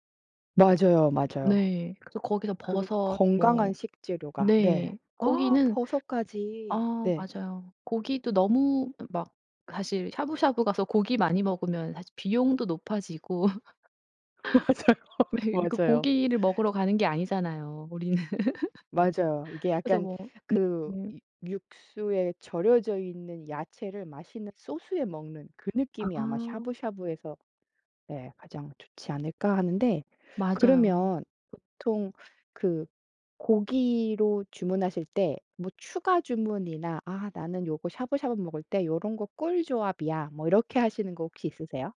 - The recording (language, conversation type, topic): Korean, podcast, 외식할 때 건강하게 메뉴를 고르는 방법은 무엇인가요?
- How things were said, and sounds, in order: other background noise; laugh; laughing while speaking: "맞아요"; laugh; laughing while speaking: "우리는"; laugh